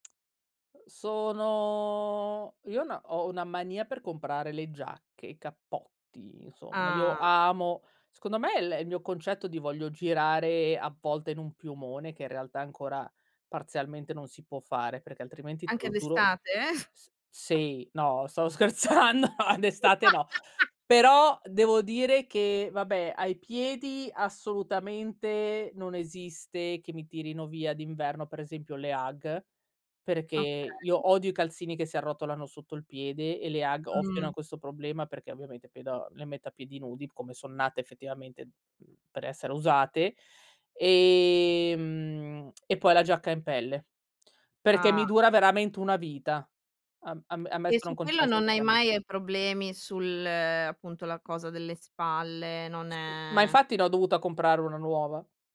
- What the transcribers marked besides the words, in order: tapping; drawn out: "sono"; drawn out: "Ah!"; laughing while speaking: "stavo scherzando, d'estate no"; chuckle; laugh; drawn out: "è"
- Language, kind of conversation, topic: Italian, podcast, Come si costruisce un guardaroba che racconti la tua storia?